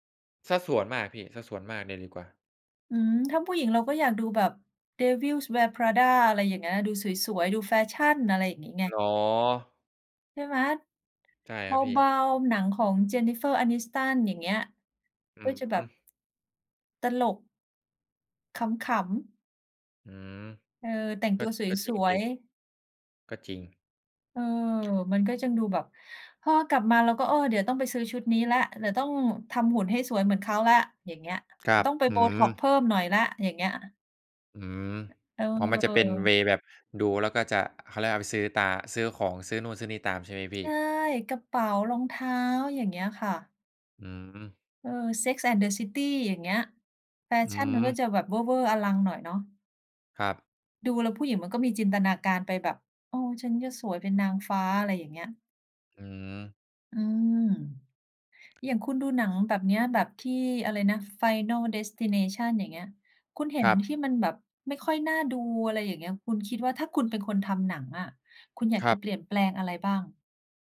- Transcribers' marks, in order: tapping; in English: "เวย์"
- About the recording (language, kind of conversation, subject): Thai, unstructured, อะไรทำให้ภาพยนตร์บางเรื่องชวนให้รู้สึกน่ารังเกียจ?